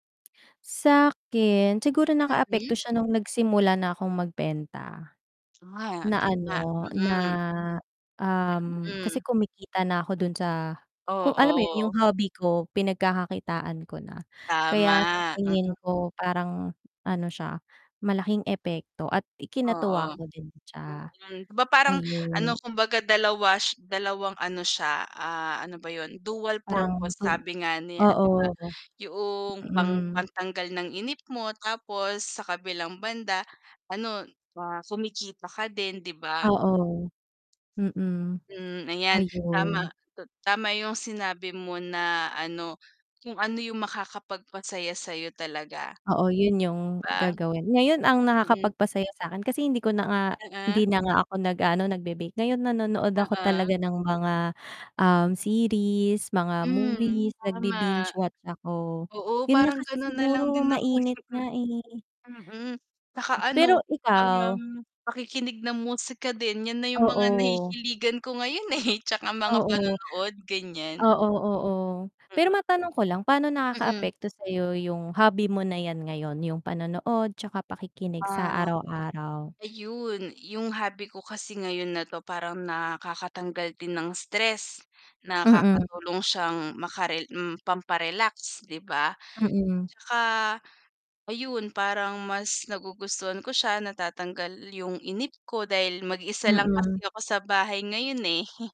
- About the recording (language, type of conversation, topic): Filipino, unstructured, Ano ang pinaka-hindi mo malilimutang karanasan dahil sa isang libangan?
- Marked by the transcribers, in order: static; distorted speech; laughing while speaking: "eh"; snort